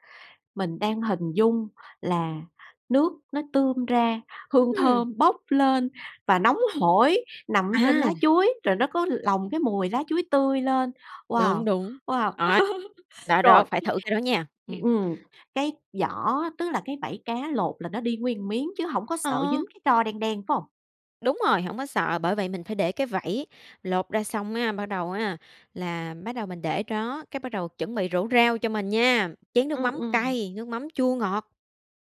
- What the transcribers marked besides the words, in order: tapping; other background noise; laugh; "Đó" said as "Òi"
- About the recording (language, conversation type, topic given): Vietnamese, podcast, Có món ăn nào khiến bạn nhớ về nhà không?